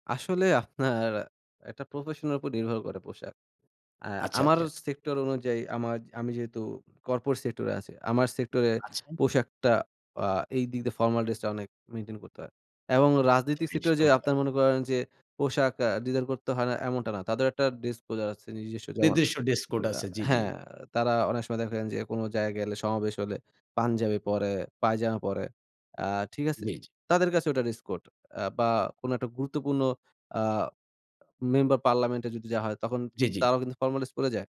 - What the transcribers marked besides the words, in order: in English: "ডিসপোজার"
- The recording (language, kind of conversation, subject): Bengali, podcast, আপনার মতে পোশাকের সঙ্গে আত্মবিশ্বাসের সম্পর্ক কেমন?